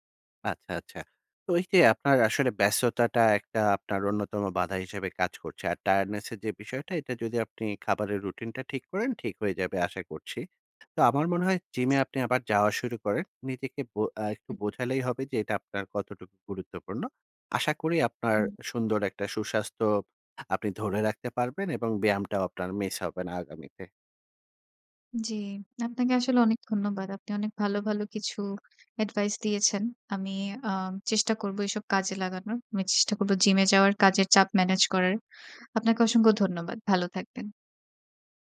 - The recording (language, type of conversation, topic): Bengali, advice, ব্যায়াম মিস করলে কি আপনার অপরাধবোধ বা লজ্জা অনুভূত হয়?
- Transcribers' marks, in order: in English: "Tiredness"; in English: "Advice"; in English: "Manage"